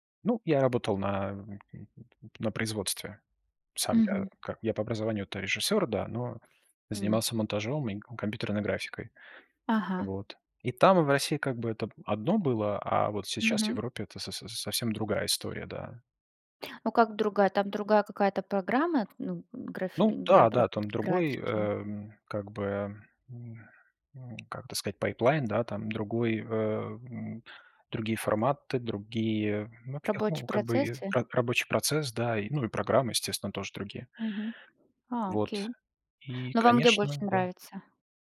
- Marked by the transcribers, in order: tapping; "сказать" said as "скать"; in English: "пайплайн"
- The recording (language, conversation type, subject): Russian, unstructured, Какие мечты казались тебе невозможными, но ты всё равно хочешь их осуществить?